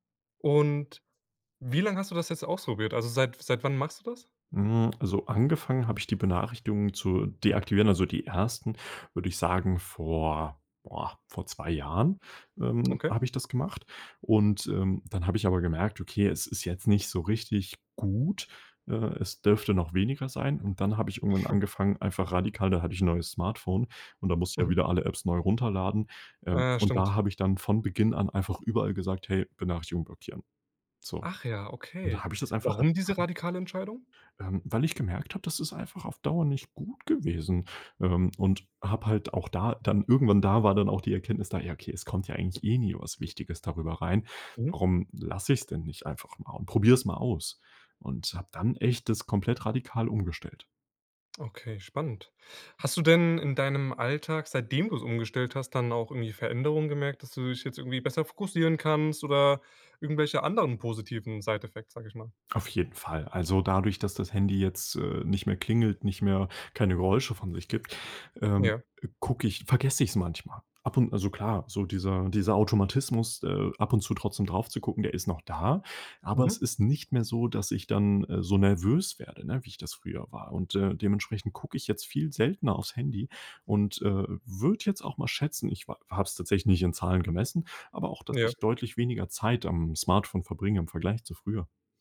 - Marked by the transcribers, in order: chuckle; stressed: "seitdem"; in English: "Side-Effects"
- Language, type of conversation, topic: German, podcast, Wie gehst du mit ständigen Benachrichtigungen um?